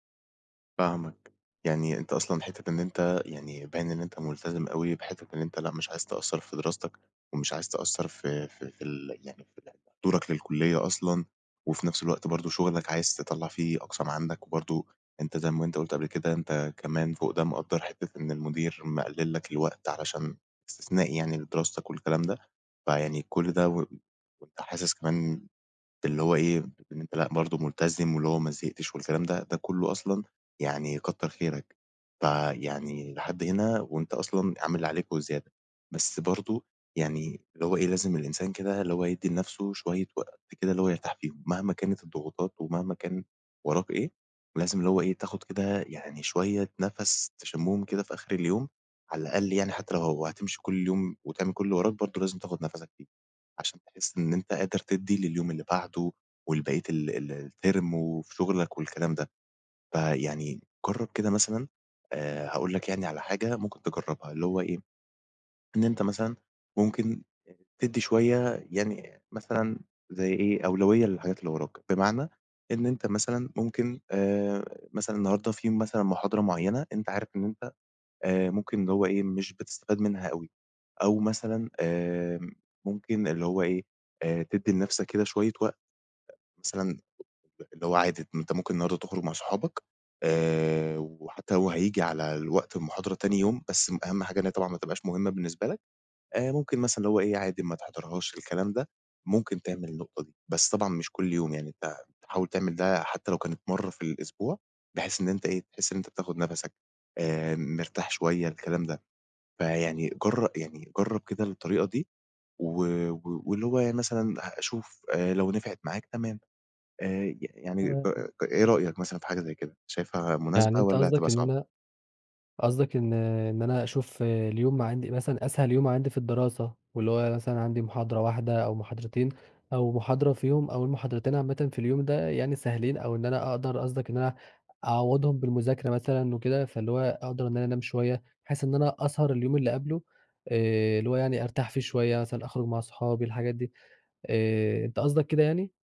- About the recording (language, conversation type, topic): Arabic, advice, إيه اللي بيخليك تحس بإرهاق من كتر المواعيد ومفيش وقت تريح فيه؟
- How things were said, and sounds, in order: tapping; other background noise; in English: "الterm"; other noise